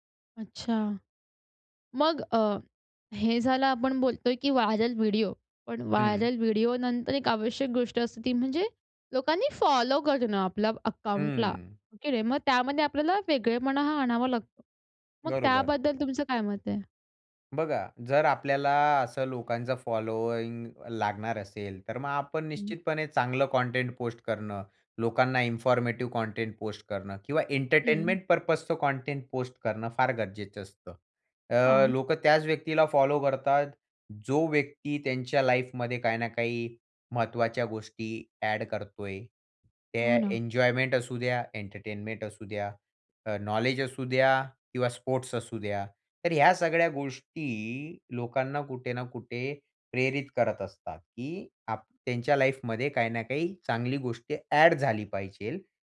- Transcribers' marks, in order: in English: "व्हायरल"; in English: "व्हायरल"; in English: "फॉलोइंग"; in English: "इन्फॉर्मेटिव्ह कंटेंट पोस्ट"; in English: "एंटरटेनमेंट पर्पजचं कंटेंट पोस्ट"; in English: "लाईफमध्ये"; other background noise; in English: "लाईफमध्ये"
- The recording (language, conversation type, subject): Marathi, podcast, लोकप्रिय होण्यासाठी एखाद्या लघुचित्रफितीत कोणत्या गोष्टी आवश्यक असतात?